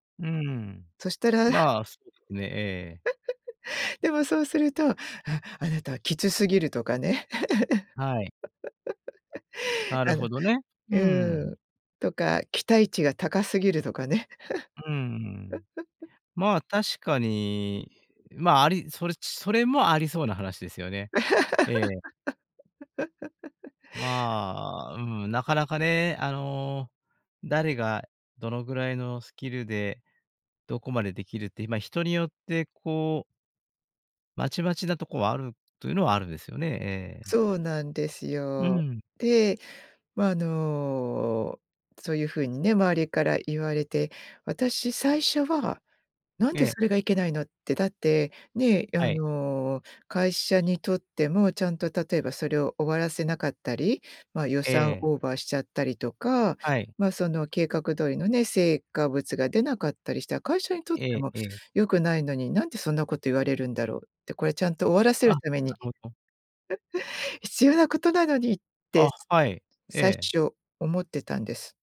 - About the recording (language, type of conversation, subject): Japanese, podcast, 完璧主義を手放すコツはありますか？
- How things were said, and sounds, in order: laugh; laugh; laugh; other background noise; laugh; chuckle